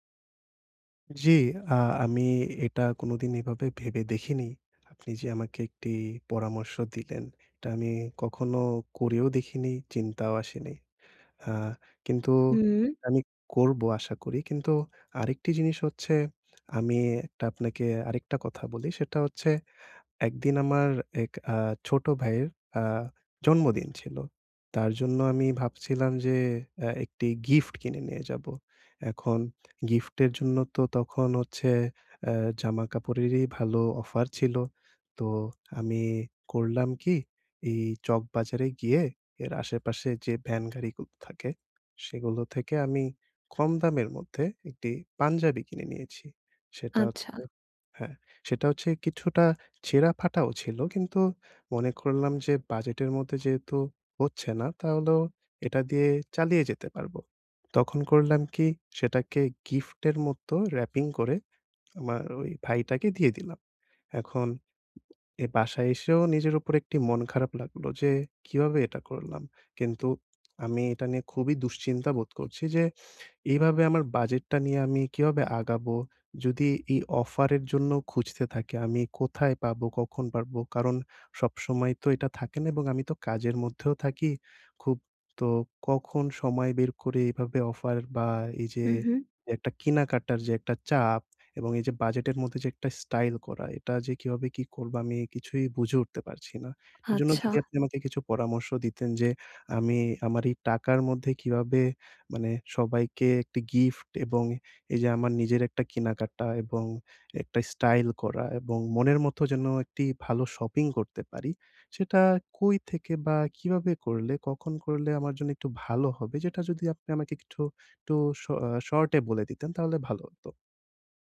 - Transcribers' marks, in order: tapping
- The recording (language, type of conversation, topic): Bengali, advice, বাজেটের মধ্যে কীভাবে স্টাইল গড়ে তুলতে পারি?